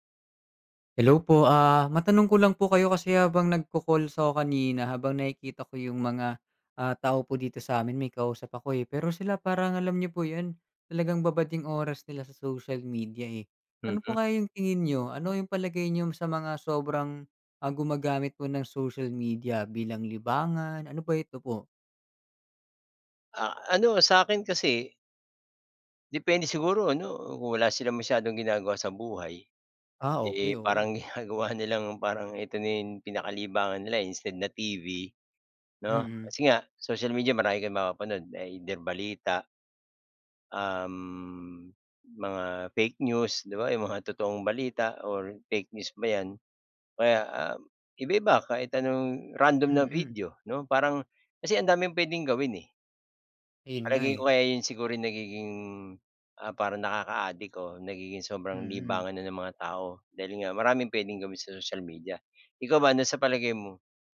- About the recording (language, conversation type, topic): Filipino, unstructured, Ano ang palagay mo sa labis na paggamit ng midyang panlipunan bilang libangan?
- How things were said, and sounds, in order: other background noise; laughing while speaking: "ginagawa nilang"